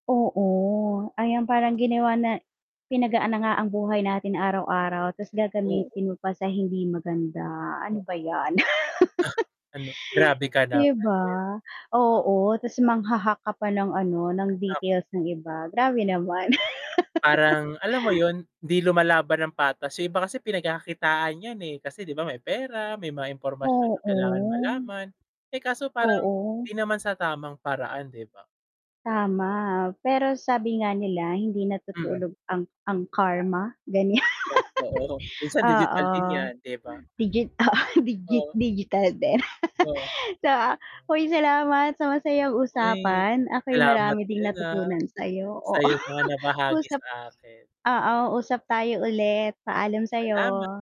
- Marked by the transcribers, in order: static; distorted speech; laugh; laugh; dog barking; laugh; other background noise; laugh; laugh; tapping
- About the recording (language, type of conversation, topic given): Filipino, unstructured, Paano mo mahihikayat ang iba na gumamit ng mga bagong teknolohiya?